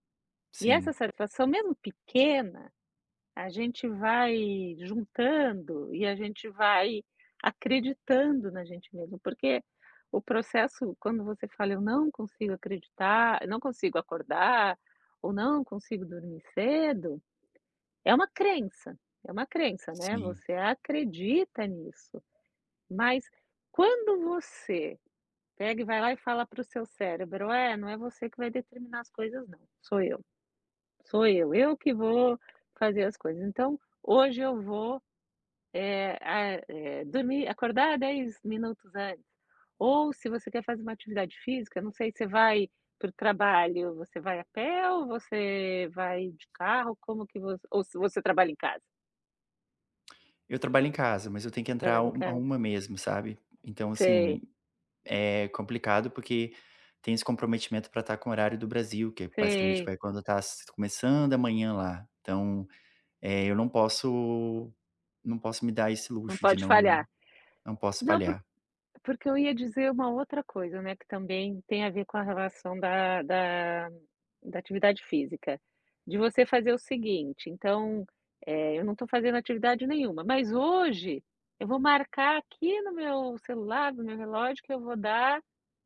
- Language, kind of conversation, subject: Portuguese, advice, Como posso manter a consistência diária na prática de atenção plena?
- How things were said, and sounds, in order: tapping; other background noise